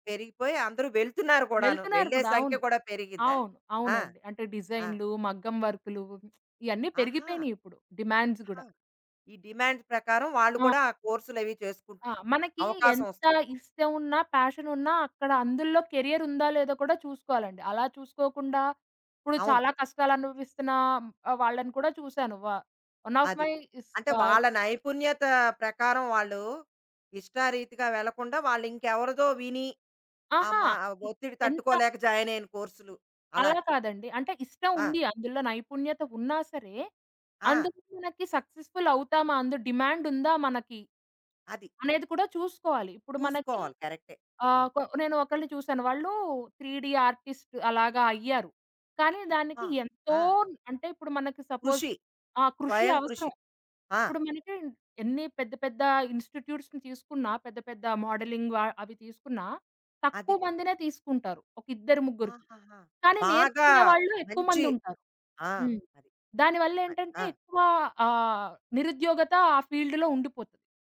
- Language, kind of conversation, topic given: Telugu, podcast, వైద్యం, ఇంజనీరింగ్ కాకుండా ఇతర కెరీర్ అవకాశాల గురించి మీరు ఏమి చెప్పగలరు?
- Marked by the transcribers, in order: in English: "డిమాండ్స్"; in English: "డిమాండ్స్"; in English: "వ వన్ ఆఫ్ మై"; in English: "సక్సెస్‌ఫుల్"; in English: "3డి ఆర్టిస్ట్"; in English: "సపోజ్"; in English: "ఇన్‌స్టిట్యూట్స్"; in English: "మోడలింగ్"; in English: "ఫీల్డ్‌లో"